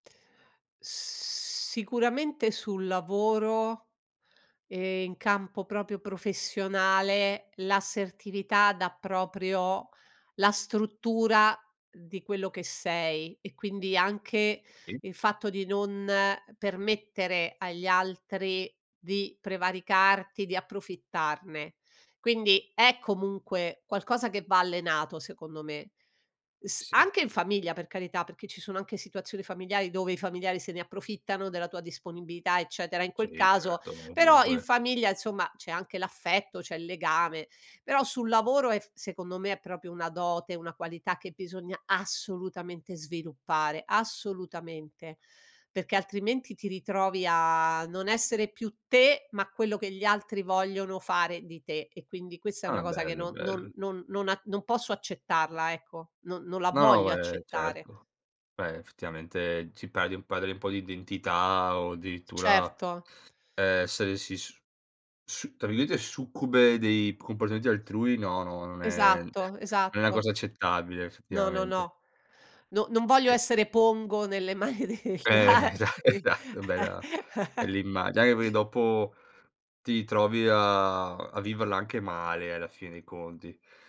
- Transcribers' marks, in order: drawn out: "Sicuramente"; "proprio" said as "propio"; unintelligible speech; "proprio" said as "propio"; stressed: "assolutamente"; tapping; "cioè" said as "ceh"; chuckle; laughing while speaking: "nelle mani degli altri"; laughing while speaking: "esa esatto"; giggle
- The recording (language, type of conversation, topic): Italian, podcast, Come distingui l’assertività dall’aggressività o dalla passività?